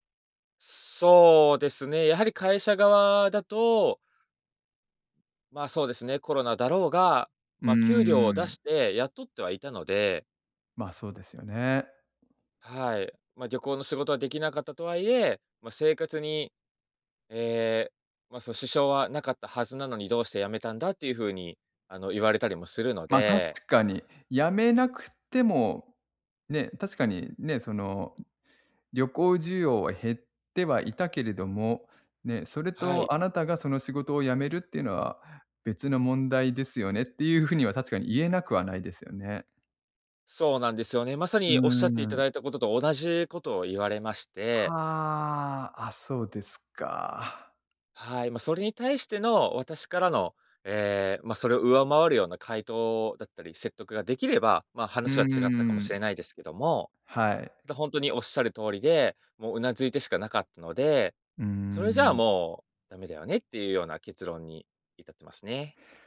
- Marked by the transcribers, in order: none
- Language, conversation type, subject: Japanese, advice, 退職後、日々の生きがいや自分の役割を失ったと感じるのは、どんなときですか？